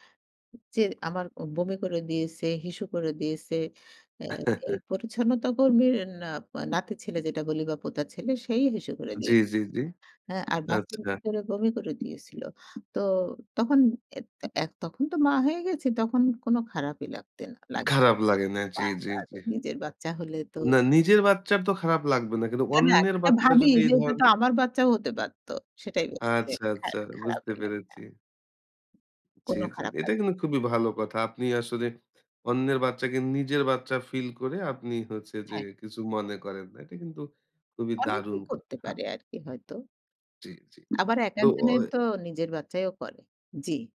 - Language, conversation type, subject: Bengali, podcast, ছোটো শিশু বা পোষ্যদের সঙ্গে সময় কাটালে আপনার কেমন অনুভব হয়?
- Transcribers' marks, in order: other background noise; chuckle; unintelligible speech; horn